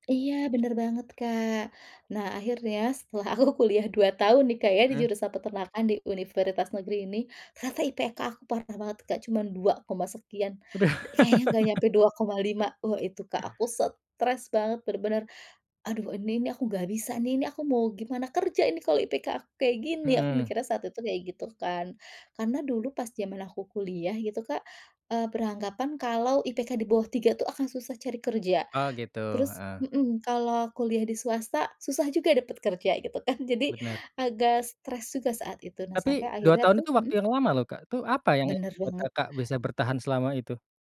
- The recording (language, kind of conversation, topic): Indonesian, podcast, Pernahkah kamu mengalami momen kegagalan yang justru membuka peluang baru?
- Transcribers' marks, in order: tapping; laugh